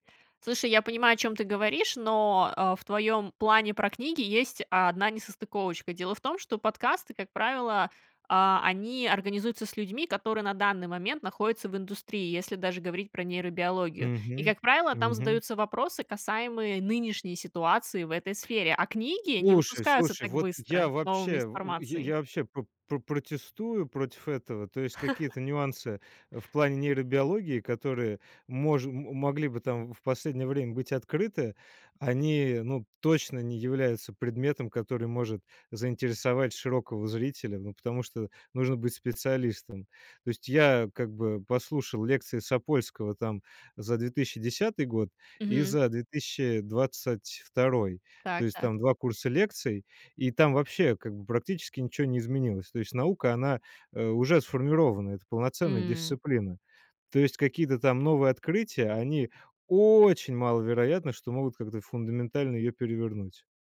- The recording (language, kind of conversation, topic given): Russian, podcast, Почему подкасты стали такими массовыми и популярными?
- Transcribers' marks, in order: chuckle; stressed: "очень"